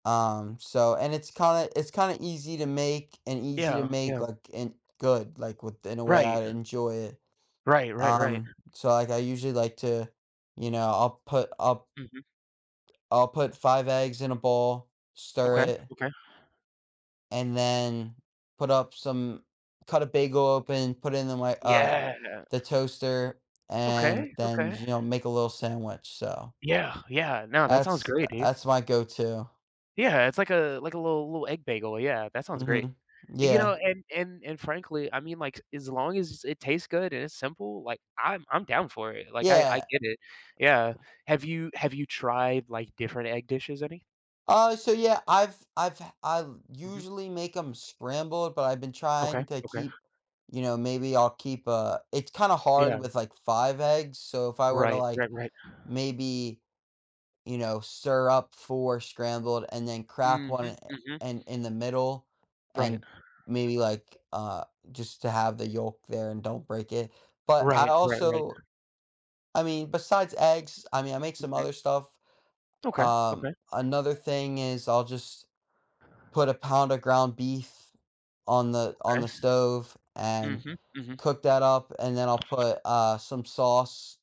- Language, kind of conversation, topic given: English, unstructured, What makes a home-cooked meal special to you?
- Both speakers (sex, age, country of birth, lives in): male, 20-24, United States, United States; male, 20-24, United States, United States
- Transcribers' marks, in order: tapping; other background noise